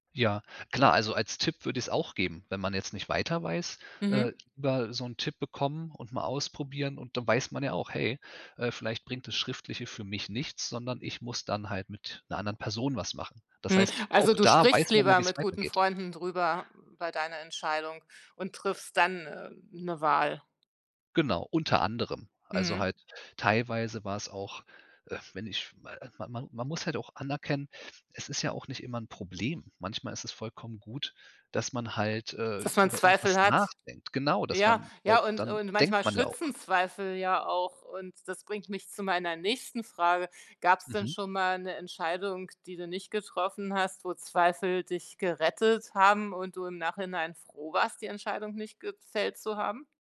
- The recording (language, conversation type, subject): German, podcast, Wie gehst du mit Zweifeln vor einer großen Entscheidung um?
- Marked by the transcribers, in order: other background noise